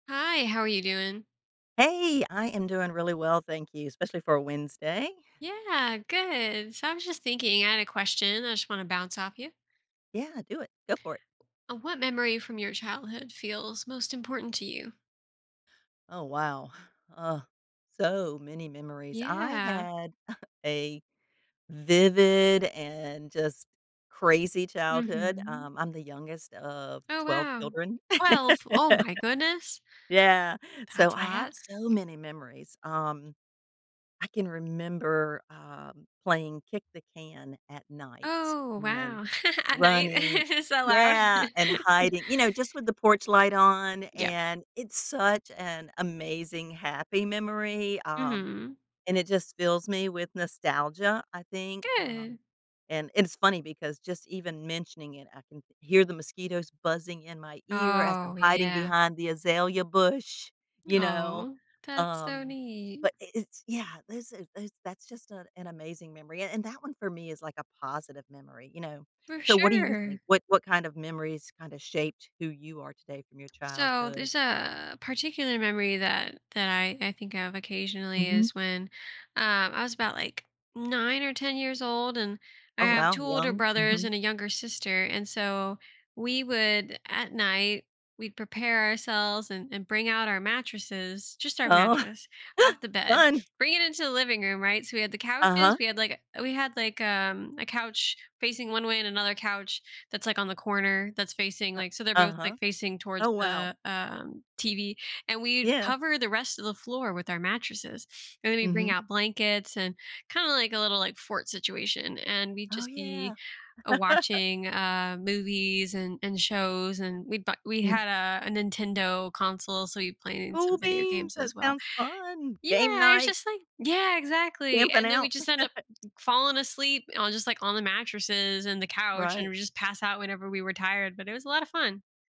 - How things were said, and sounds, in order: stressed: "so"; chuckle; laugh; surprised: "twelve! Oh my goodness"; giggle; chuckle; drawn out: "a"; laughing while speaking: "Oh"; laugh; laugh
- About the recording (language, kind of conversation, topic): English, unstructured, How do childhood memories shape the person you become?
- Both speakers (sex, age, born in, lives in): female, 30-34, United States, United States; female, 60-64, United States, United States